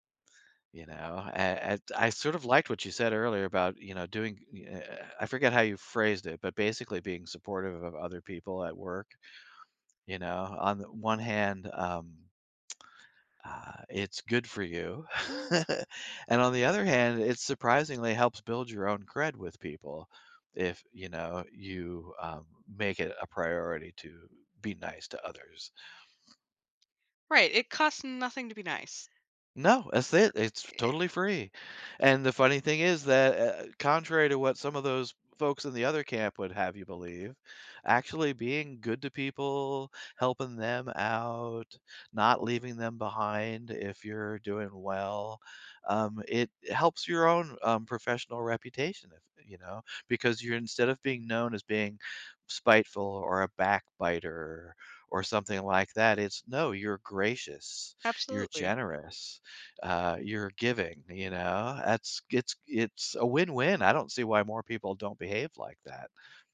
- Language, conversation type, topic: English, unstructured, How can friendships be maintained while prioritizing personal goals?
- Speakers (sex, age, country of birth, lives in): female, 30-34, United States, United States; male, 60-64, United States, United States
- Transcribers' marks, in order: tapping; tsk; chuckle